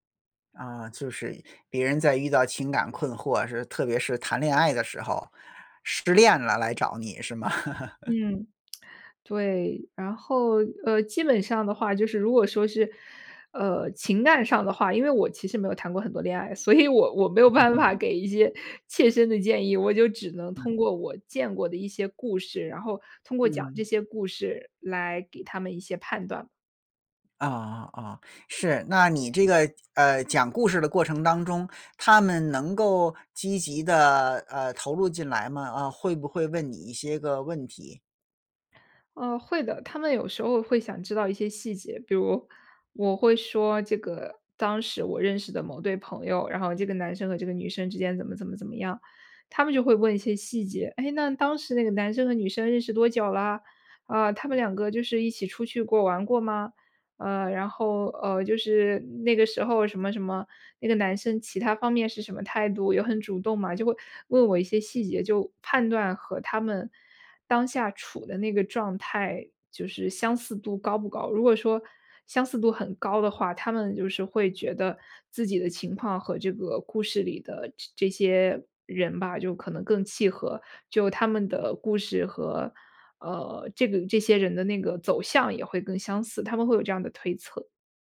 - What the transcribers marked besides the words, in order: laugh; other background noise; lip smack; laughing while speaking: "我"
- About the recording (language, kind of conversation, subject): Chinese, podcast, 当对方情绪低落时，你会通过讲故事来安慰对方吗？